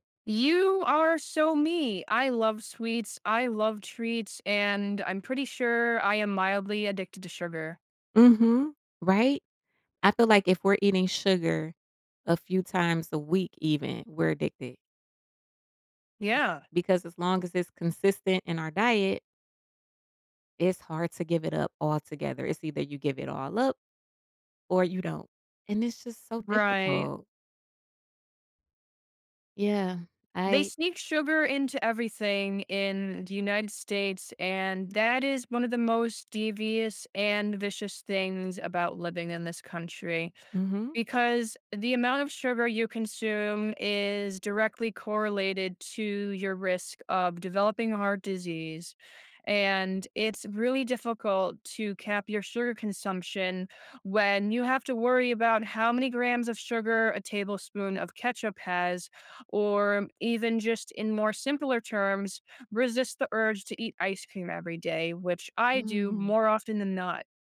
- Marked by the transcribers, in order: other noise
- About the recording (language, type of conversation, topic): English, unstructured, How do I balance tasty food and health, which small trade-offs matter?